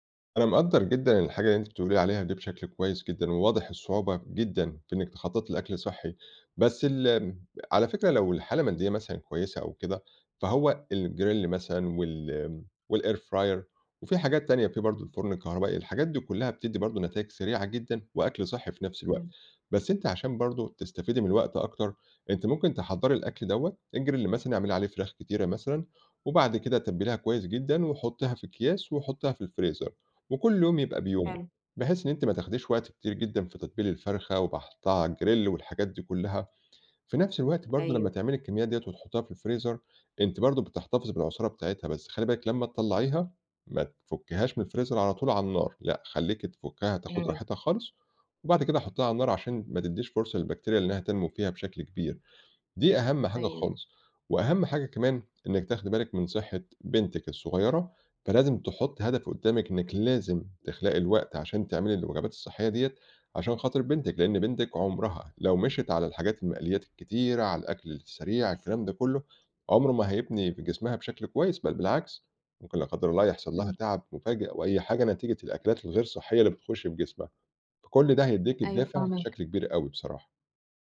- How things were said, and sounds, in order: in English: "الgrill"; in English: "والair fryer"; in English: "الgrill"; in English: "الgrill"
- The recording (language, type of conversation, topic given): Arabic, advice, إزاي أقدر أخطط لوجبات صحية مع ضيق الوقت والشغل؟